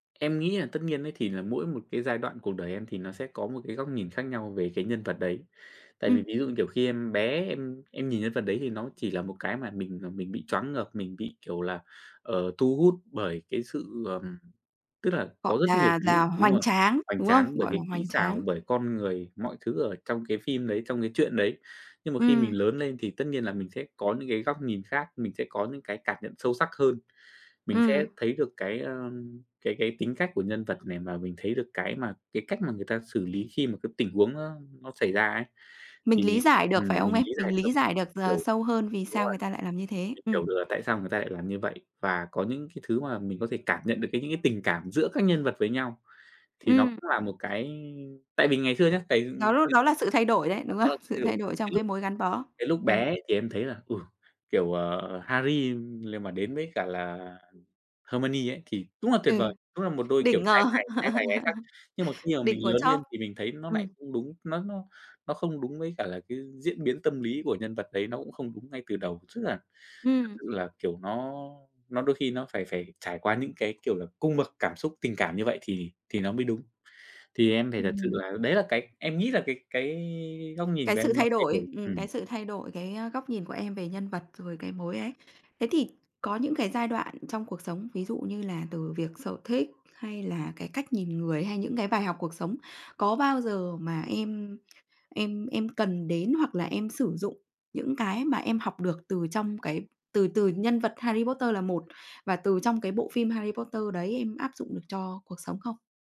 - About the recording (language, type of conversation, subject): Vietnamese, podcast, Bạn có gắn bó với nhân vật hư cấu nào không?
- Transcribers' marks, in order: other background noise; unintelligible speech; laugh